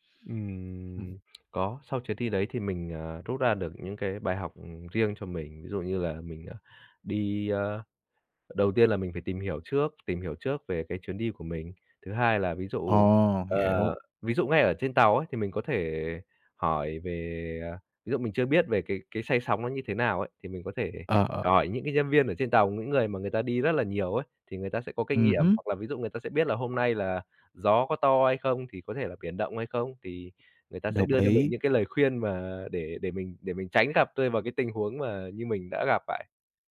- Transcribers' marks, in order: tapping
- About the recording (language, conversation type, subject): Vietnamese, podcast, Bạn có kỷ niệm hài hước nào khi đi xa không?